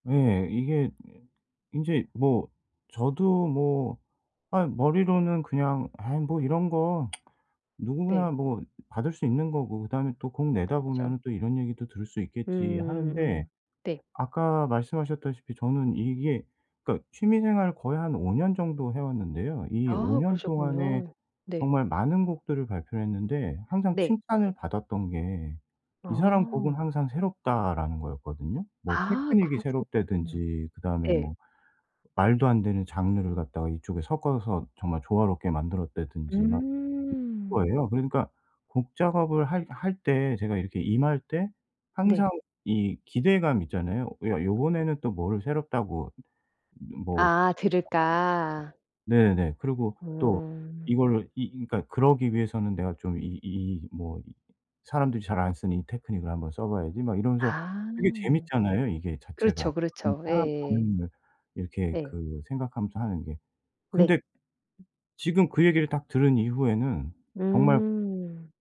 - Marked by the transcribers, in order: tsk; other background noise; unintelligible speech
- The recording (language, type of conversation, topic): Korean, advice, 타인의 반응에 대한 걱정을 줄이고 자신감을 어떻게 회복할 수 있을까요?